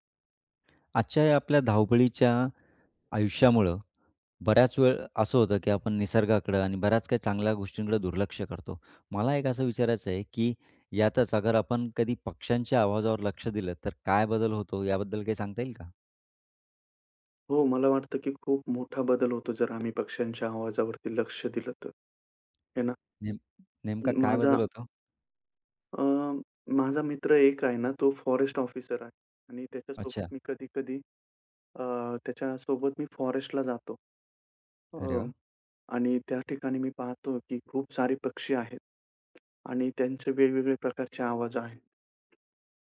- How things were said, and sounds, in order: tapping; other background noise
- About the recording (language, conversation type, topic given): Marathi, podcast, पक्ष्यांच्या आवाजांवर लक्ष दिलं तर काय बदल होतो?